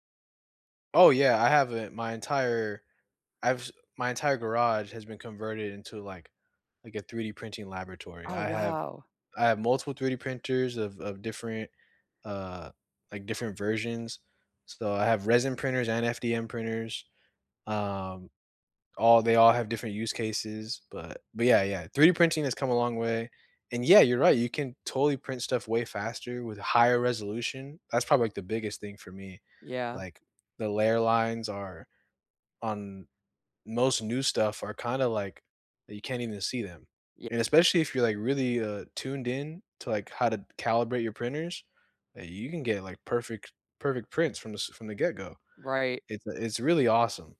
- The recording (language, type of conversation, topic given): English, unstructured, Which old technology do you miss, and which new gadget do you love the most?
- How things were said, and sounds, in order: none